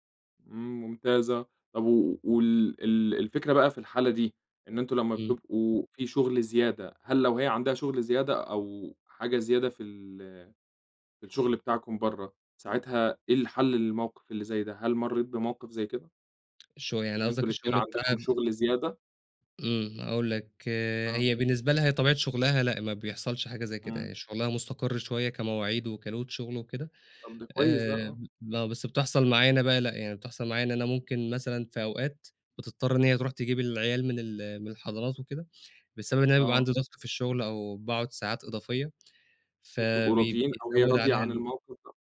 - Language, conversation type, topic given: Arabic, podcast, إيه رأيك في تقسيم شغل البيت بين الزوجين أو بين أهل البيت؟
- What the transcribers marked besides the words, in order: in English: "وكload"; unintelligible speech